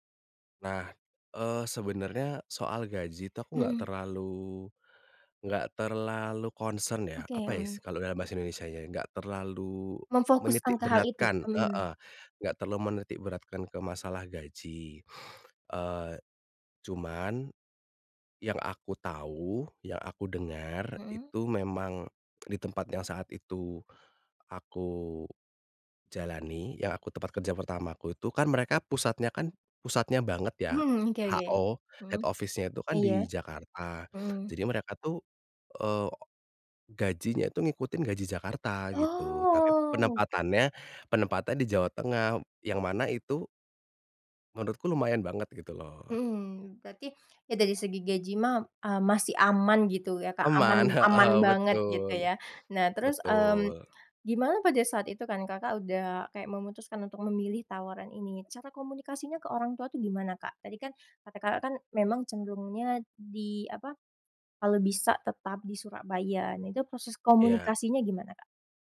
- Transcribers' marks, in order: in English: "concern"; in English: "head office-nya"; laughing while speaking: "heeh"
- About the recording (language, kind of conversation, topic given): Indonesian, podcast, Bagaimana kamu menilai tawaran kerja yang mengharuskan kamu jauh dari keluarga?